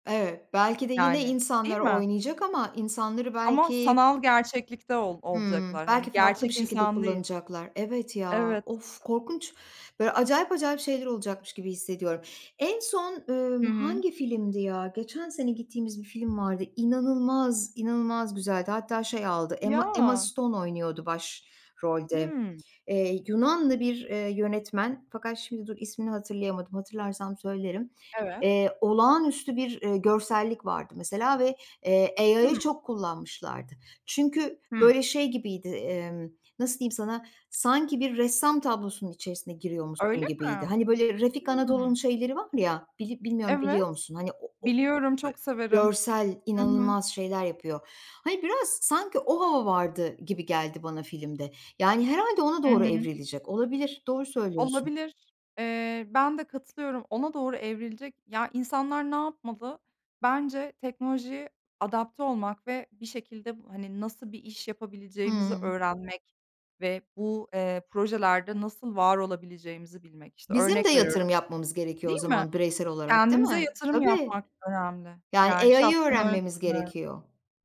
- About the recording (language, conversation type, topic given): Turkish, unstructured, Yapay zeka insanların işlerini ellerinden alacak mı?
- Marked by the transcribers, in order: other background noise; tapping; in English: "AI'ı"; unintelligible speech; in English: "AI'ı"